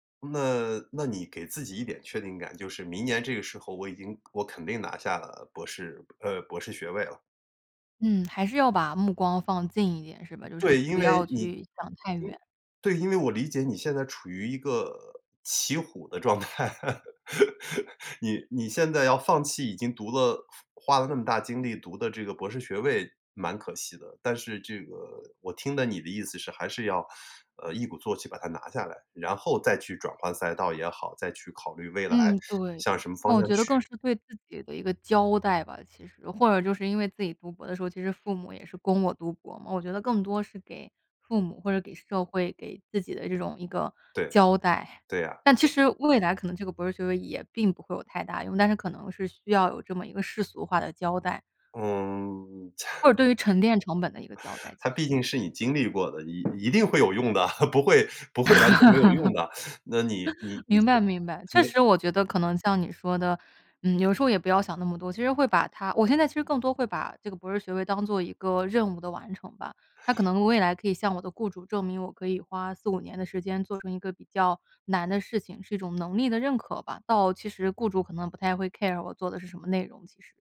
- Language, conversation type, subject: Chinese, advice, 夜里失眠时，我总会忍不住担心未来，怎么才能让自己平静下来不再胡思乱想？
- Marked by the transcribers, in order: other background noise; laughing while speaking: "状态"; laugh; other noise; laughing while speaking: "它"; laugh; in English: "care"